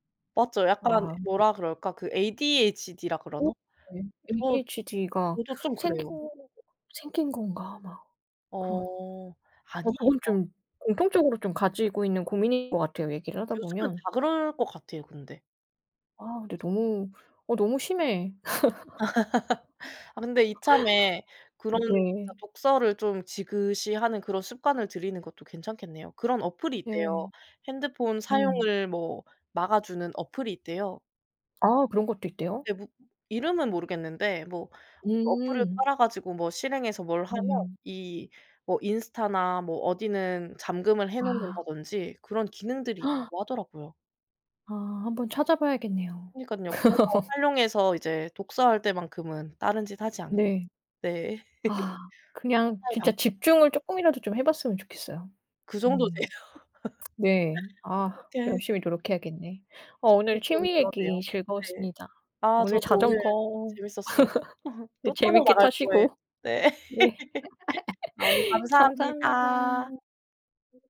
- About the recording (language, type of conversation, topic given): Korean, unstructured, 요즘 가장 즐겨 하는 취미는 무엇인가요?
- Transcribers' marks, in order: other background noise; laugh; laugh; swallow; gasp; laugh; laugh; laughing while speaking: "정도세요?"; laugh; tsk; laugh